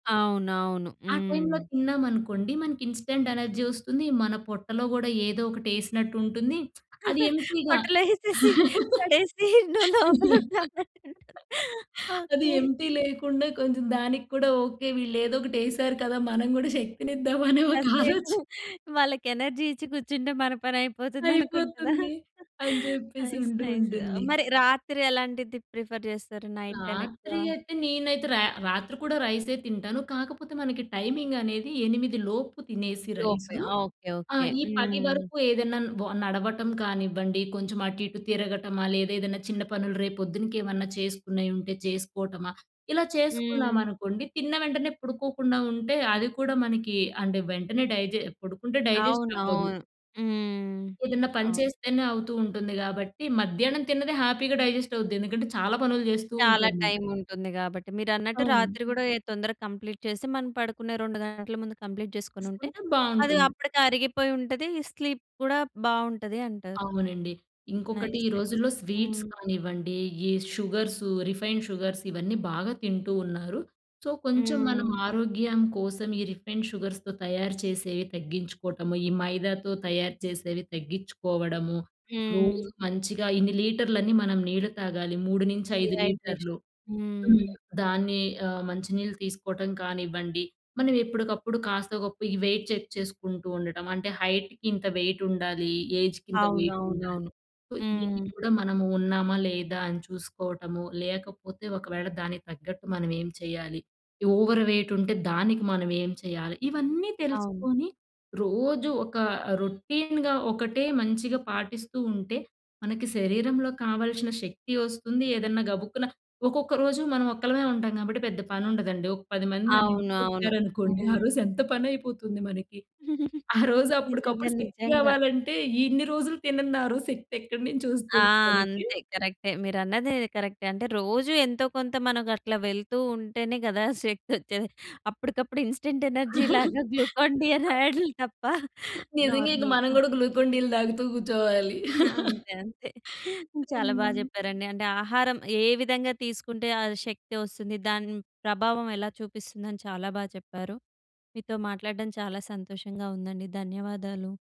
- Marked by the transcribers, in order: in English: "టైమ్‌లో"; in English: "ఇన్‌స్టాంట్ ఎనర్జీ"; laughing while speaking: "పొట్టలో యేసేసి, పడేసి నువ్వు లోపల ఉండు అంటారా! ఓకె"; lip smack; in English: "ఎంప్టీ‌గా"; laugh; in English: "ఎంప్టీ"; laughing while speaking: "అనే ఒక ఆలోచ"; giggle; in English: "ఎనర్జీ"; laughing while speaking: "మన పని అయిపోతుంది అనుకుంటదా"; in English: "నైస్! నైస్!"; in English: "ప్రిఫర్"; in English: "నైట్ టైమ్"; in English: "టైమింగ్"; in English: "రైస్"; in English: "డైజెస్ట్"; in English: "హ్యాపీ‌గా డైజెస్ట్"; in English: "టైమ్"; in English: "కంప్లీట్"; in English: "కంప్లీట్"; in English: "స్లీప్"; in English: "నైస్. నైస్"; in English: "స్వీట్స్"; in English: "షుగర్స్, రిఫైన్డ్ షుగర్స్"; in English: "సో"; in English: "రిఫైన్డ్ షుగర్స్‌తో"; in English: "డీహైడ్రేషన్"; in English: "వెయిట్ చెక్"; in English: "హైట్‌కి"; in English: "వెయిట్"; in English: "ఏజ్‌కి"; in English: "వెయిట్"; in English: "సో"; other background noise; in English: "ఓవర్ వెయిట్"; in English: "రొటీన్‌గా"; giggle; in English: "ఇన్‌స్టాంట్ ఎనర్జీ‌లాగా గ్లూకాన్ డి"; chuckle; laughing while speaking: "అనే యాడులు తప్ప"; giggle; chuckle
- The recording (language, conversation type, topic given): Telugu, podcast, ఆహారం మీ శక్తిపై ఎలా ప్రభావం చూపుతుందని మీరు భావిస్తారు?